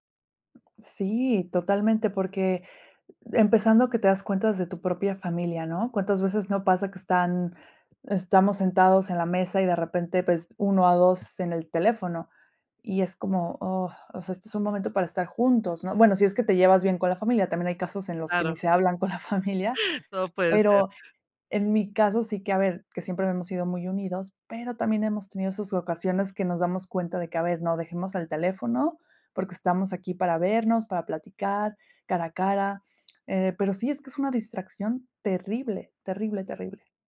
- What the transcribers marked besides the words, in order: laughing while speaking: "la familia"
- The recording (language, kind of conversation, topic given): Spanish, podcast, ¿Qué límites estableces entre tu vida personal y tu vida profesional en redes sociales?